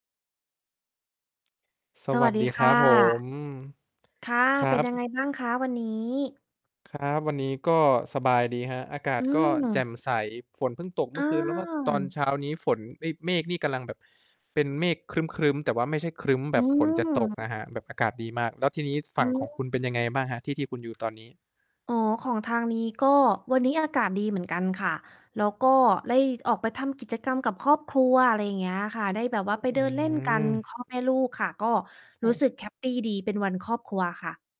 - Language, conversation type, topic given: Thai, unstructured, เคยมีช่วงเวลาไหนที่ความรักทำให้คุณมีความสุขที่สุดไหม?
- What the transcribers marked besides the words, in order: distorted speech; other background noise; tapping; other noise